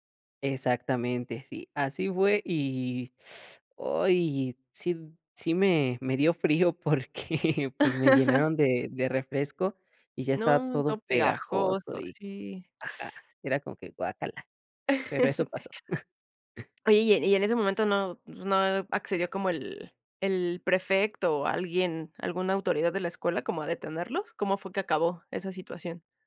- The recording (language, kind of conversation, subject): Spanish, podcast, ¿Cómo fue tu experiencia más memorable en la escuela?
- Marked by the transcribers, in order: teeth sucking; laughing while speaking: "porque"; chuckle; gasp; chuckle; other noise; chuckle